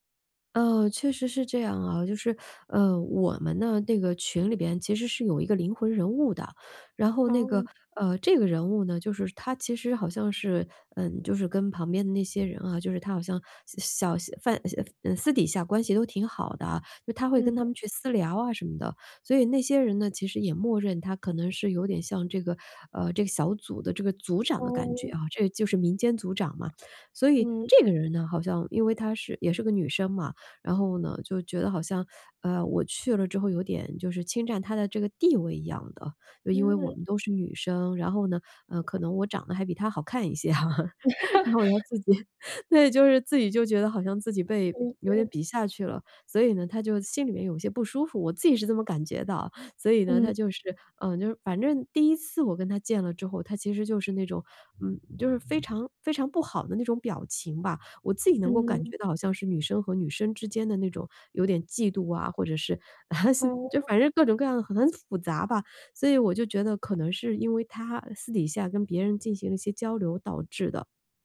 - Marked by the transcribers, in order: chuckle; laughing while speaking: "己"; other background noise; chuckle
- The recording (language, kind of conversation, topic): Chinese, advice, 我覺得被朋友排除時該怎麼調適自己的感受？